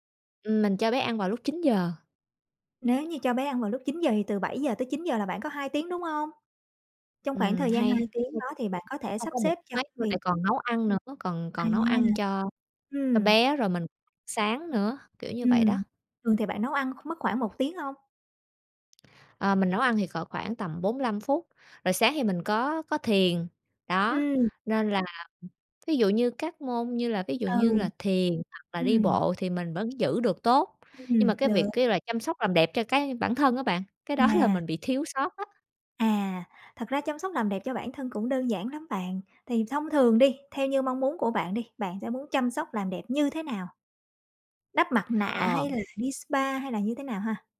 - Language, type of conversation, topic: Vietnamese, advice, Bạn làm thế nào để duy trì thói quen chăm sóc cá nhân khi công việc bận rộn khiến thói quen này bị gián đoạn?
- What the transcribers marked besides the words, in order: tapping; other background noise; laughing while speaking: "đó là"